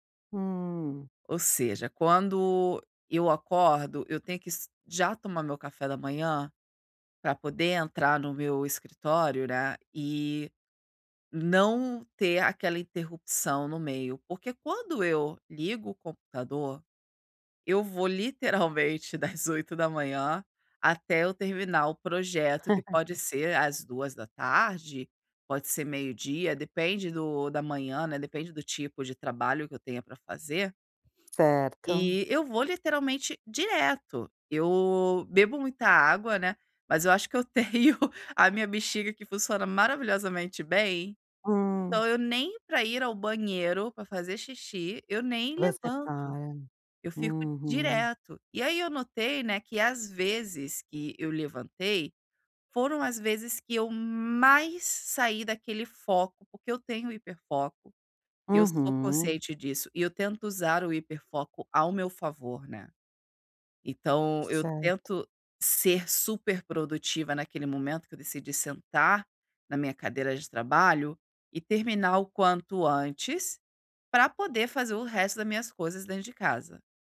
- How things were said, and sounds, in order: laugh
- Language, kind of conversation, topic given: Portuguese, advice, Como posso equilibrar o trabalho com pausas programadas sem perder o foco e a produtividade?